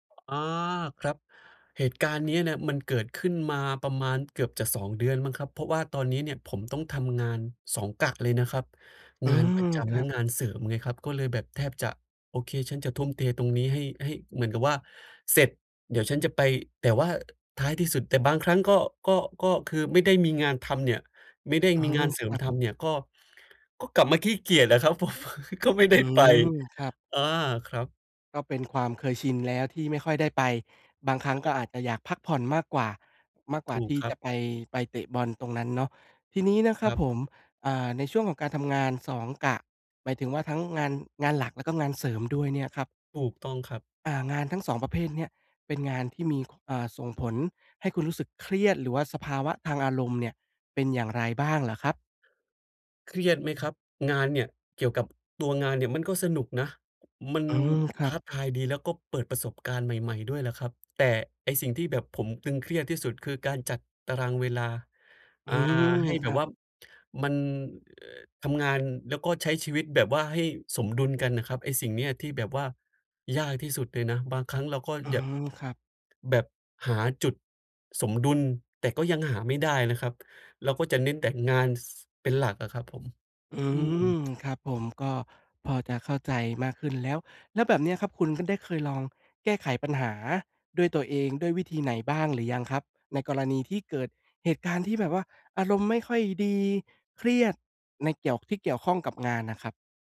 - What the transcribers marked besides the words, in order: other background noise; laughing while speaking: "ครับผม ก็ไม่ได้ไป"; chuckle
- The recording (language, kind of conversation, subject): Thai, advice, ควรทำอย่างไรเมื่อหมดแรงจูงใจในการทำสิ่งที่ชอบ?